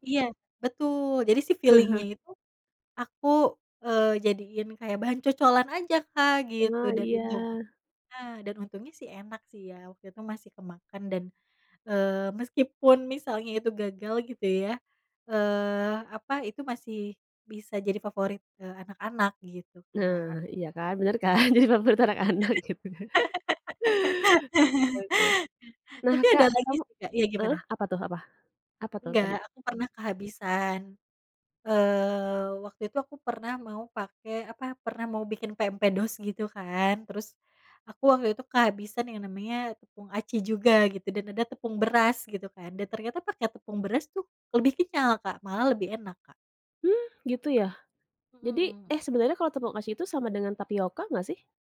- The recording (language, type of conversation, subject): Indonesian, podcast, Pernahkah kamu mengimprovisasi resep karena kekurangan bahan?
- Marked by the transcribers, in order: in English: "filling-nya"; chuckle; laughing while speaking: "kan, jadi favorit anak-anak gitu ya"; laugh; chuckle